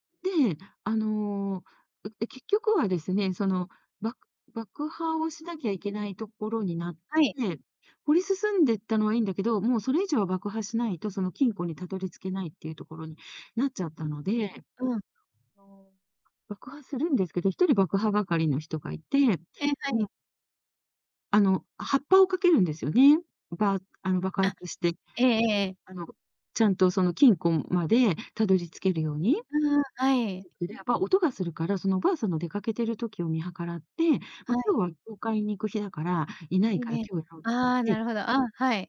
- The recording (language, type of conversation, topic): Japanese, podcast, 好きな映画の悪役で思い浮かぶのは誰ですか？
- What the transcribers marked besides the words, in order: other noise